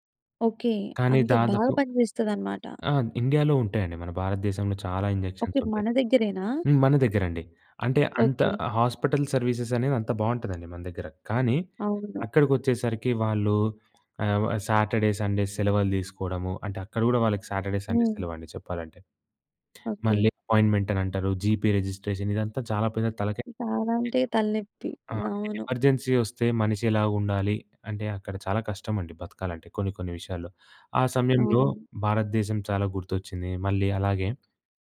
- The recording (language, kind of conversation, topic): Telugu, podcast, వలస వెళ్లినప్పుడు మీరు ఏదైనా కోల్పోయినట్టుగా అనిపించిందా?
- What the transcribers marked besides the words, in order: in English: "సాటర్‌డే సండేస్"; in English: "సాటర్‌డే సండే"; other noise; in English: "అపాయింట్మెంట్"; in English: "జీపీ రిజిస్ట్రేషన్"; other background noise; in English: "ఎమర్జెన్సీ"